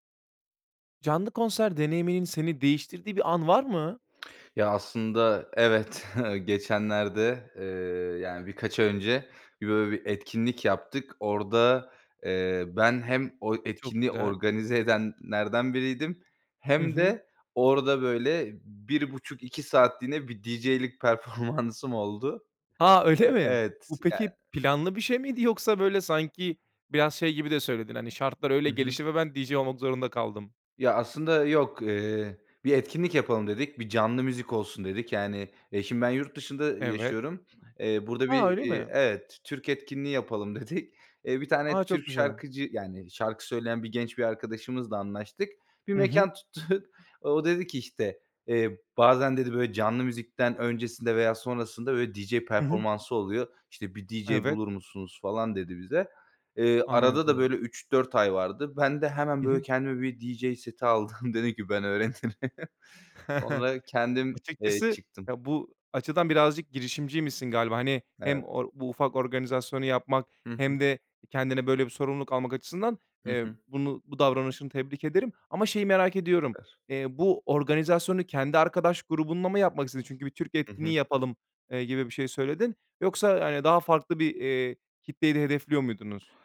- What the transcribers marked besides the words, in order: tongue click; chuckle; laughing while speaking: "performansım"; tapping; laughing while speaking: "tuttuk"; laughing while speaking: "öğrenirim"; chuckle; unintelligible speech
- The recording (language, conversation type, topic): Turkish, podcast, Canlı bir konserde seni gerçekten değiştiren bir an yaşadın mı?